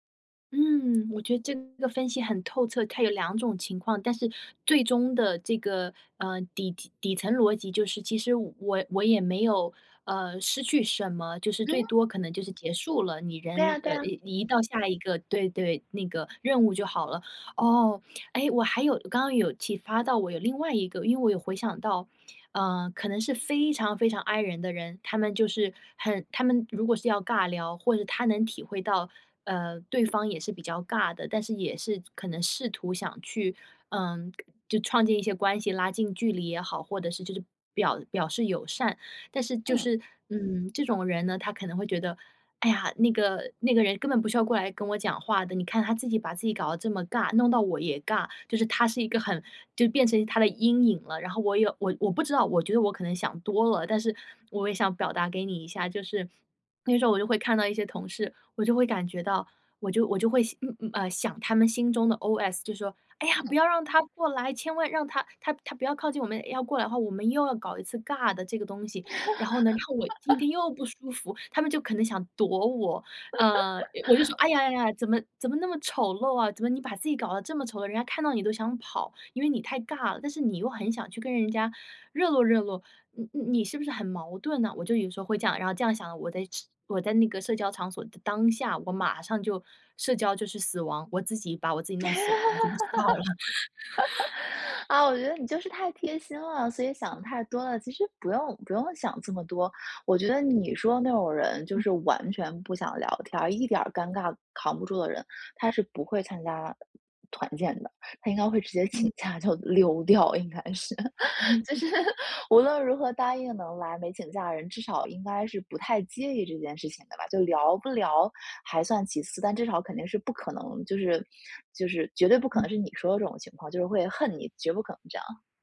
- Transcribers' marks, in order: tapping; in English: "OS"; laugh; laugh; laugh; laughing while speaking: "道了"; laugh; laughing while speaking: "请假就溜掉应该是。 就是"; laugh; laugh
- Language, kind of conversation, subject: Chinese, advice, 如何在社交场合应对尴尬局面